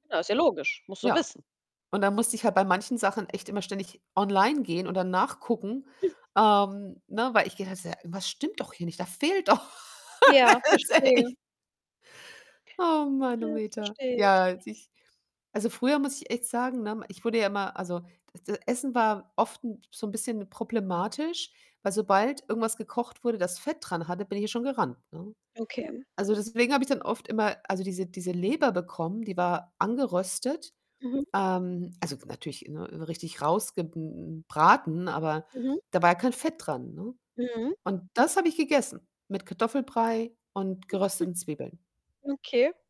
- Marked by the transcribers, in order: snort; laughing while speaking: "fehlt doch Das ist echt"; distorted speech; other background noise; chuckle
- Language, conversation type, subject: German, unstructured, Welches Gericht erinnert dich an besondere Momente?